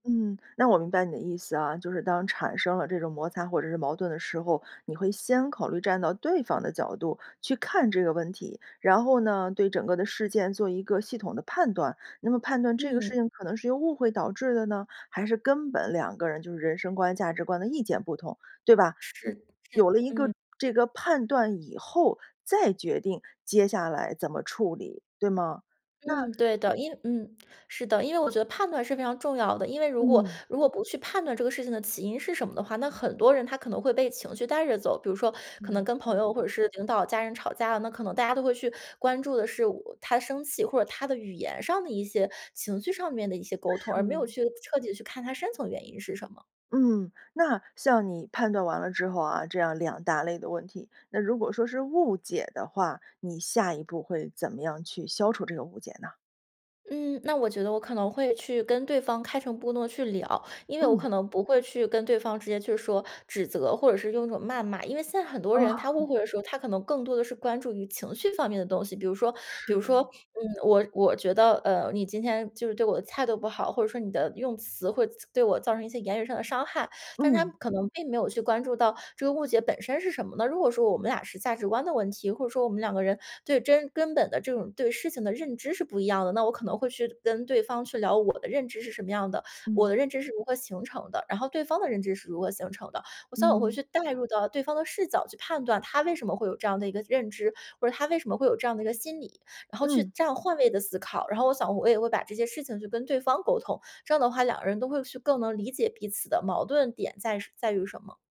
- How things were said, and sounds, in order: other background noise; laughing while speaking: "哦"
- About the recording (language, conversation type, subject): Chinese, podcast, 你会怎么修复沟通中的误解？